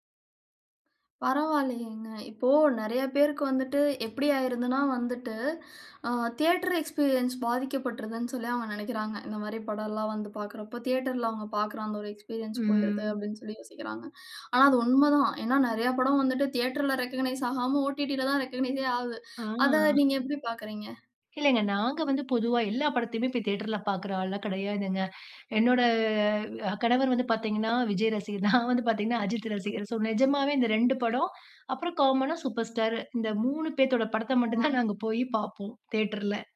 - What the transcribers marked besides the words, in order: in English: "தியேட்டர் எக்ஸ்பீரியன்ஸ்"; in English: "எக்ஸ்பீரியன்ஸ்"; in English: "ரெகக்க்னைஸ்"; in English: "ஒடிடில"; in English: "ரெகக்னைஸெ"; other noise; laughing while speaking: "நான் வந்து பார்த்தீங்கன்னா, அஜித் ரசிகர்"; chuckle
- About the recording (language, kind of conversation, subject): Tamil, podcast, ஸ்ட்ரீமிங் தளங்கள் சினிமா அனுபவத்தை எவ்வாறு மாற்றியுள்ளன?